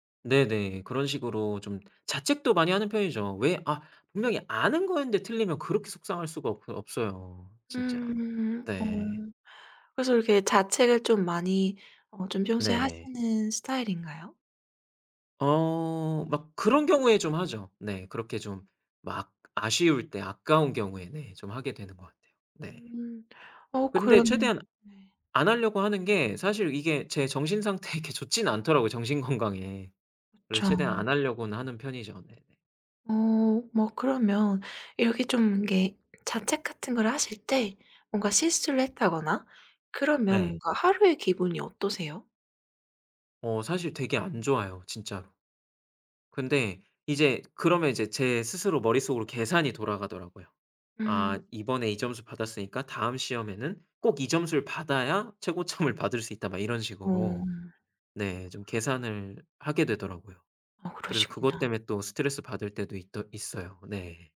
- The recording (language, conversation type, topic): Korean, advice, 완벽주의 때문에 작은 실수에도 과도하게 자책할 때 어떻게 하면 좋을까요?
- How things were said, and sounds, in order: other background noise; laughing while speaking: "최고점을"